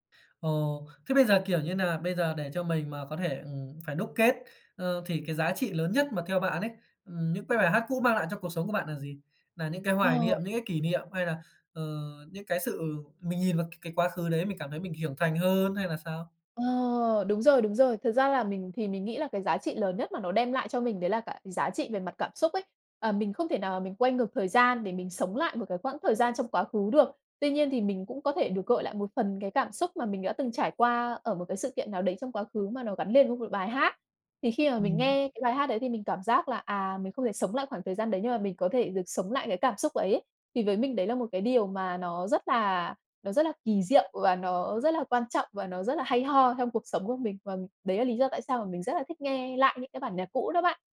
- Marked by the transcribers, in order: tapping
- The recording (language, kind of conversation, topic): Vietnamese, podcast, Bạn có hay nghe lại những bài hát cũ để hoài niệm không, và vì sao?